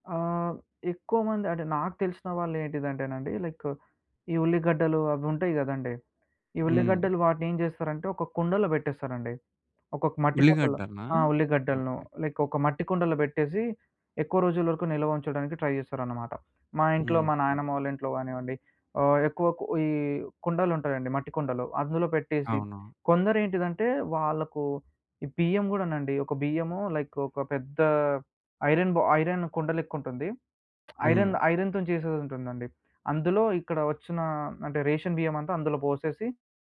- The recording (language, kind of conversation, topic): Telugu, podcast, ఆహార వృథాను తగ్గించడానికి మనం మొదట ఏం చేయాలి?
- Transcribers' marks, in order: in English: "ట్రై"; lip smack